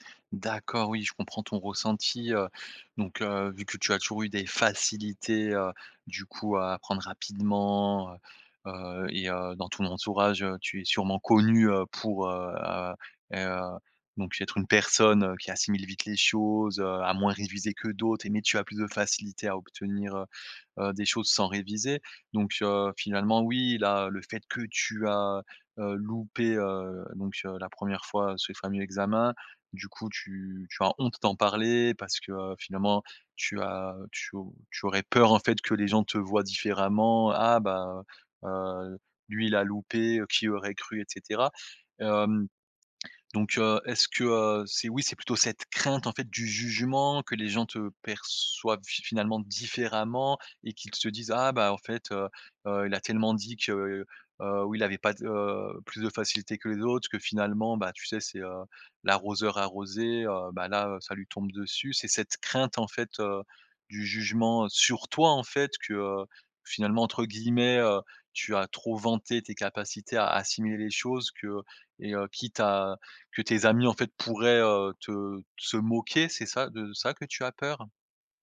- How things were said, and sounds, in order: stressed: "facilités"; stressed: "honte"; stressed: "peur"; stressed: "crainte"; stressed: "crainte"; stressed: "sur toi"
- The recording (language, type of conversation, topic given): French, advice, Comment puis-je demander de l’aide malgré la honte d’avoir échoué ?